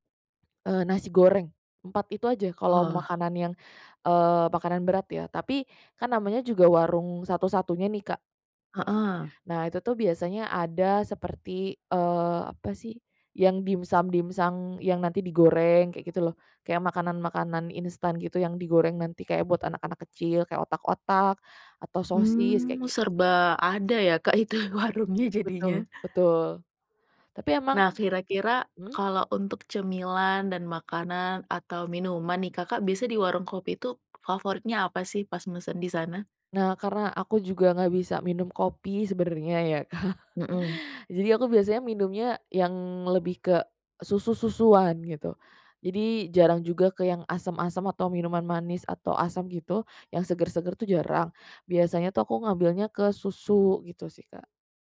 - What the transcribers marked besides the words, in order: other background noise; "dimsum-dimsum" said as "dimsum-dimsung"; laughing while speaking: "Kak itu warungnya jadinya"; tapping; laughing while speaking: "Kak"
- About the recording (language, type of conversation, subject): Indonesian, podcast, Menurutmu, mengapa orang suka berkumpul di warung kopi atau lapak?